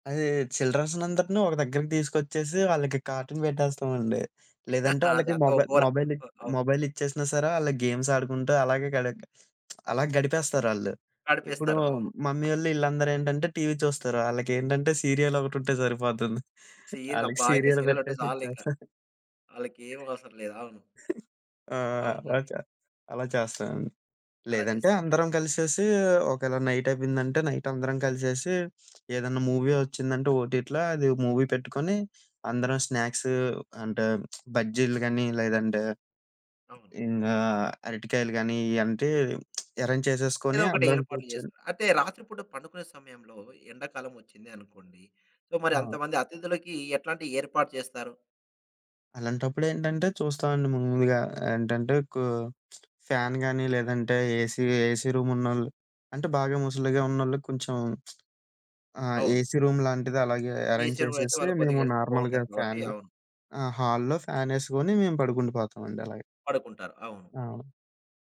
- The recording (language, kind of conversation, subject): Telugu, podcast, అతిథులు అకస్మాత్తుగా వస్తే ఇంటిని వెంటనే సిద్ధం చేయడానికి మీరు ఏమి చేస్తారు?
- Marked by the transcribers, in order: in English: "కార్టూన్"; chuckle; in English: "గేమ్స్"; lip smack; in English: "సీరియల్"; chuckle; in English: "సీరియల్"; other background noise; chuckle; in English: "నైట్"; in English: "నైట్"; sniff; in English: "మూవీ"; in English: "మూవీ"; lip smack; lip smack; in English: "ఎరేంజ్"; in English: "సో"; lip smack; lip smack; in English: "ఏసీ రూమ్"; in English: "ఏరేంజ్"; in English: "నార్మల్‌గా"; in English: "హెల్త్"; in English: "హాల్లో"